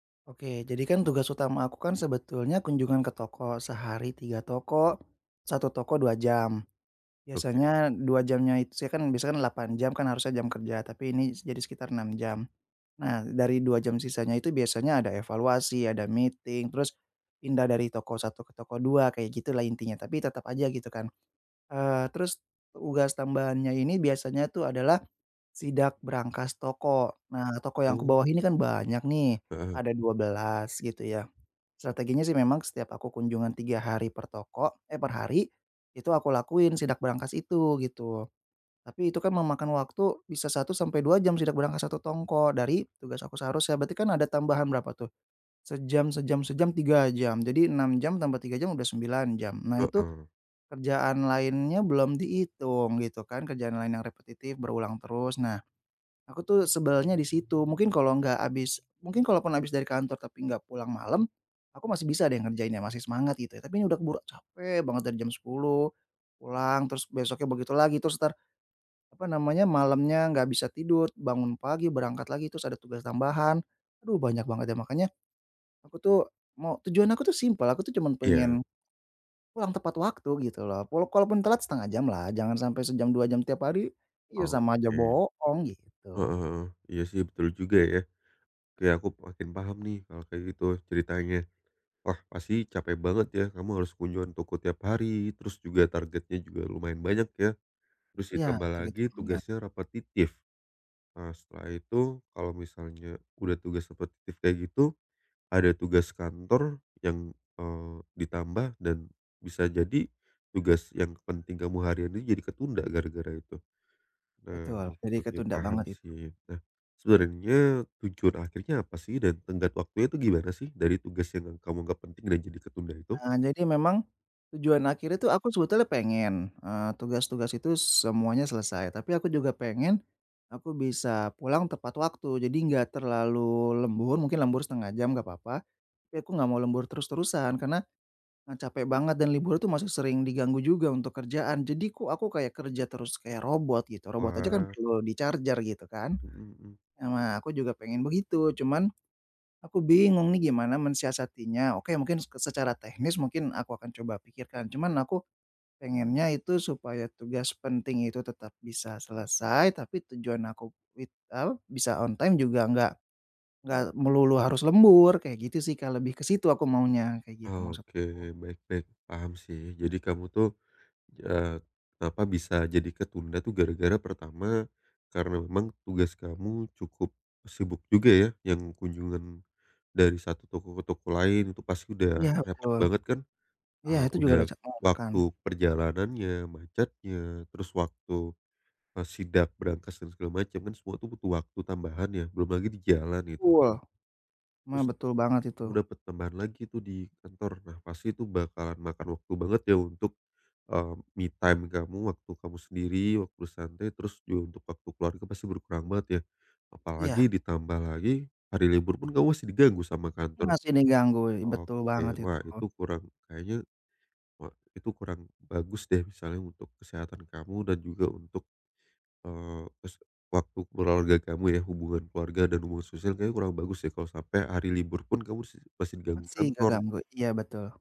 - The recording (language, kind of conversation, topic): Indonesian, advice, Mengapa kamu sering menunda tugas penting untuk mencapai tujuanmu?
- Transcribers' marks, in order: in English: "meeting"; "tugas" said as "ugas"; "toko" said as "tongko"; "Walau" said as "walok"; "sebenarnya" said as "sebarennya"; in English: "charger"; in English: "on time"; in English: "me time"; "keluarga" said as "kerualga"